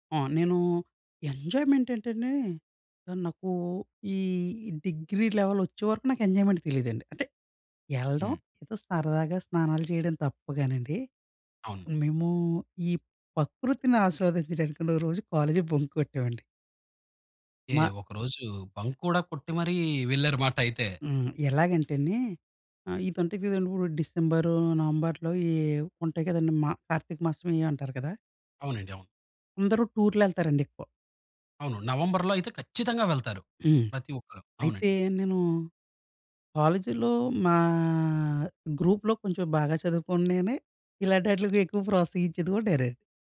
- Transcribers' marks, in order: in English: "ఎంజాయ్‌మెంట్"; in English: "డిగ్రీ లెవెల్"; in English: "ఎంజాయ్‌మెంట్"; in English: "బంక్"; in English: "బంక్"; stressed: "ఖచ్చితంగా"; drawn out: "మా"; in English: "గ్రూప్‌లో"; laughing while speaking: "ఇలాంటి ఆట్లికి ఎక్కువ ప్రోత్సహించేది కూడా నేనే"
- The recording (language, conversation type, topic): Telugu, podcast, ప్రకృతిలో మీరు అనుభవించిన అద్భుతమైన క్షణం ఏమిటి?